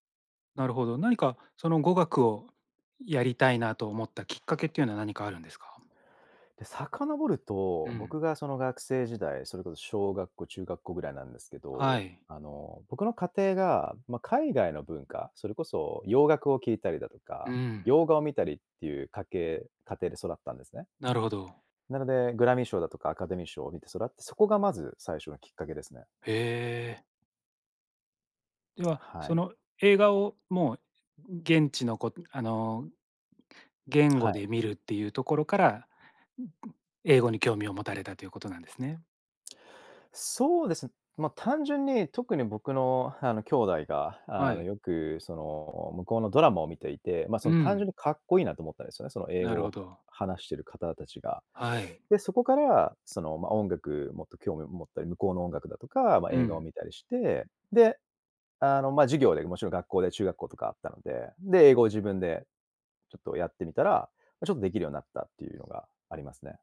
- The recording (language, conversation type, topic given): Japanese, podcast, 自分を成長させる日々の習慣って何ですか？
- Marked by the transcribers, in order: tapping